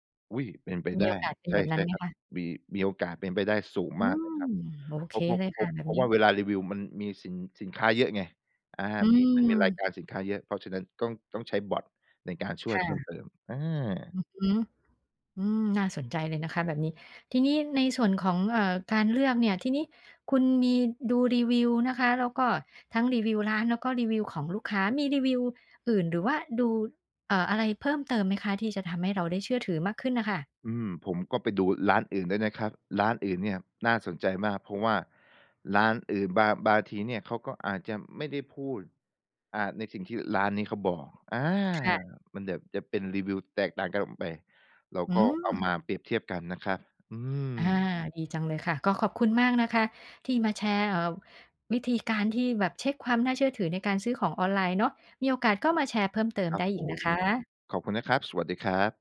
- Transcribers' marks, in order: tapping; other background noise
- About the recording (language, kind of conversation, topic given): Thai, podcast, เวลาจะช็อปออนไลน์ คุณมีวิธีเช็กความน่าเชื่อถือยังไงบ้าง?